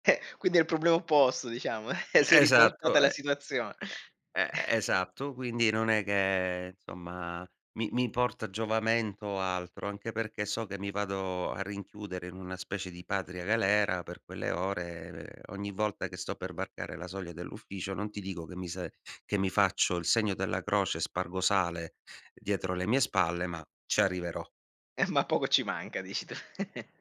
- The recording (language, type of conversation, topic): Italian, podcast, Come riesci a bilanciare lavoro, vita privata e formazione personale?
- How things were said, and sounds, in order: tapping; chuckle; other background noise; laughing while speaking: "tu"; chuckle